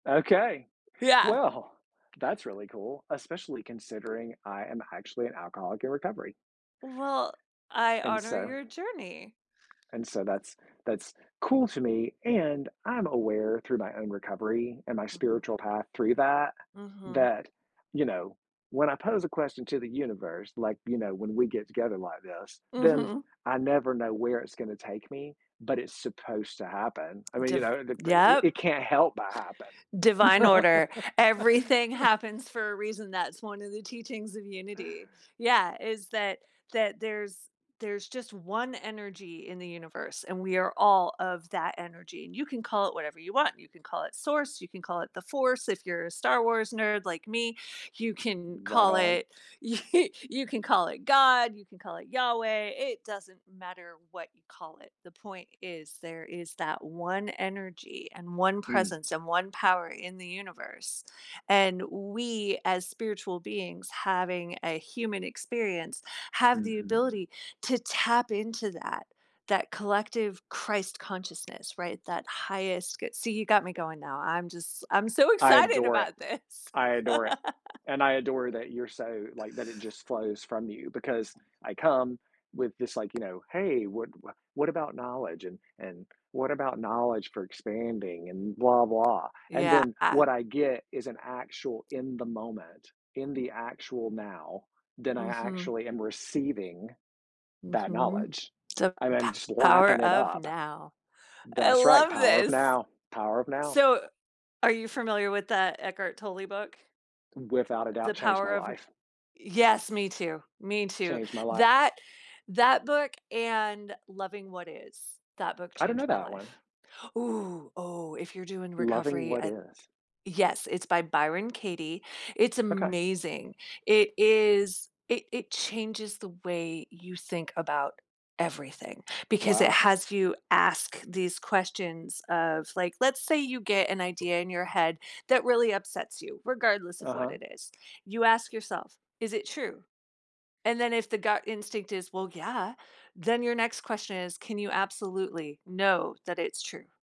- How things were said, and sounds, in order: other background noise; laugh; laughing while speaking: "you"; tapping; laugh
- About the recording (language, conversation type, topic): English, unstructured, What motivates you to keep learning and growing each year?
- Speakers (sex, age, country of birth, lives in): female, 45-49, United States, United States; male, 50-54, United States, United States